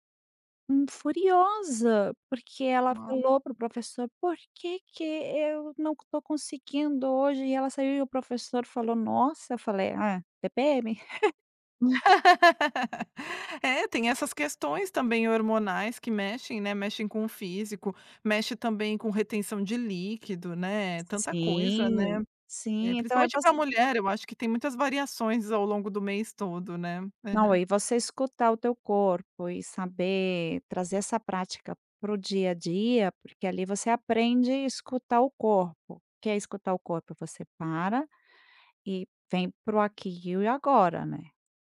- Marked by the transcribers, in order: tapping; chuckle; laugh
- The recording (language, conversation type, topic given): Portuguese, podcast, Me conta um hábito que te ajuda a aliviar o estresse?